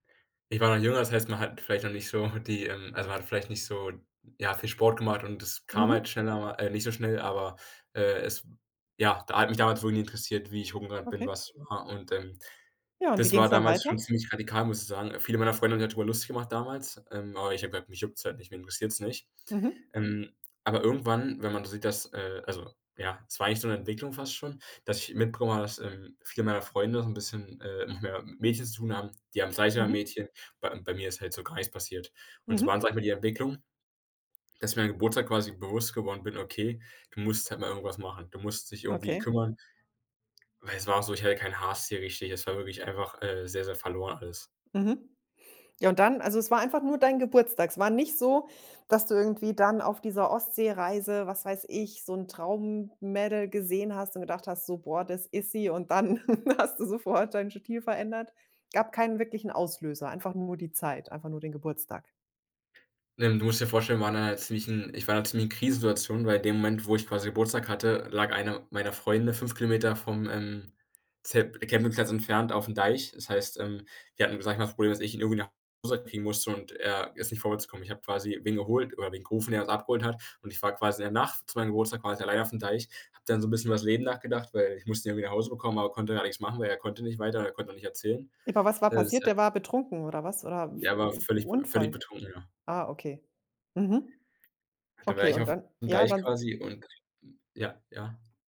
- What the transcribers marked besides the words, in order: unintelligible speech; laugh; joyful: "hast du sofort"; other background noise
- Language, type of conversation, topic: German, podcast, Hast du deinen Stil schon einmal bewusst radikal verändert, und wenn ja, warum?